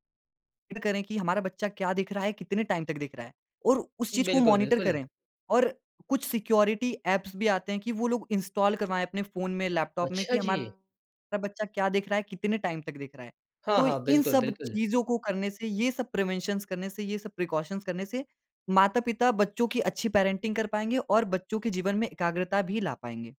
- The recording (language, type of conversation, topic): Hindi, podcast, एकाग्र रहने के लिए आपने कौन-से सरल तरीके अपनाए हैं?
- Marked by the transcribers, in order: in English: "टाइम"; in English: "मॉनिटर"; in English: "सिक्योरिटी ऐप्स"; in English: "इंस्टॉल"; surprised: "अच्छा जी!"; in English: "टाइम"; in English: "प्रिवेंशन्स"; in English: "प्रिकॉशन्स"; in English: "पैरेंटिंग"